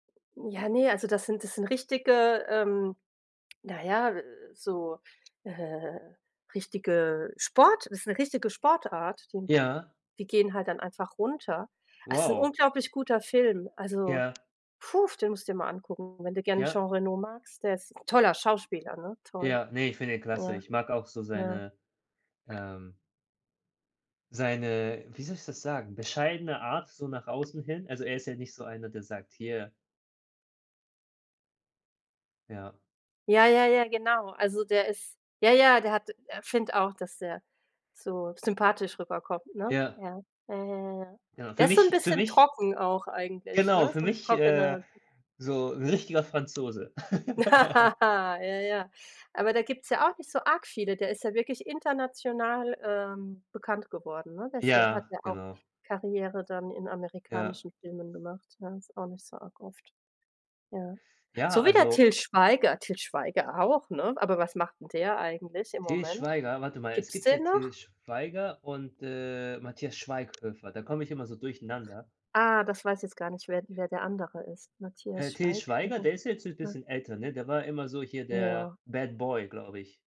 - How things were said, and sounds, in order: other background noise; stressed: "toller"; laugh; in English: "Bad Boy"
- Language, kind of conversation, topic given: German, unstructured, Welcher Film hat dich zuletzt richtig begeistert?